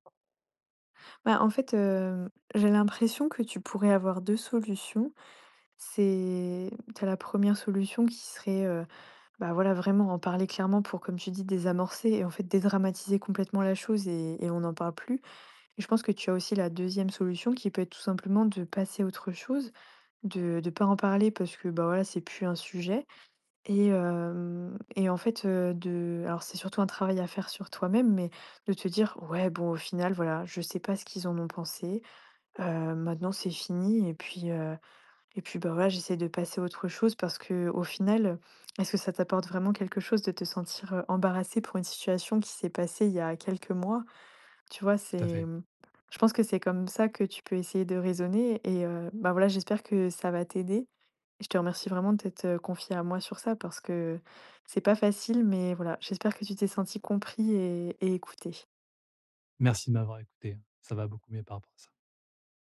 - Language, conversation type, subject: French, advice, Se remettre d'une gaffe sociale
- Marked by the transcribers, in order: other background noise; drawn out: "C'est"